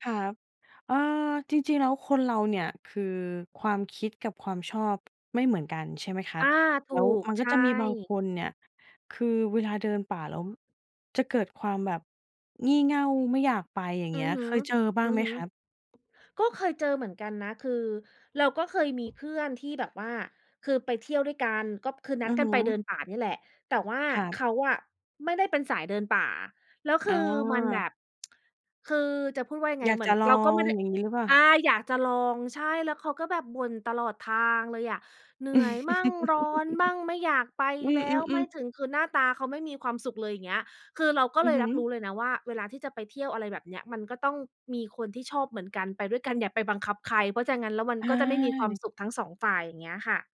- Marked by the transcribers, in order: tapping; "ก็" said as "ก็อบ"; tsk; laugh
- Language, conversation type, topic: Thai, podcast, เล่าประสบการณ์เดินป่าที่น่าจดจำที่สุดของคุณให้ฟังหน่อยได้ไหม?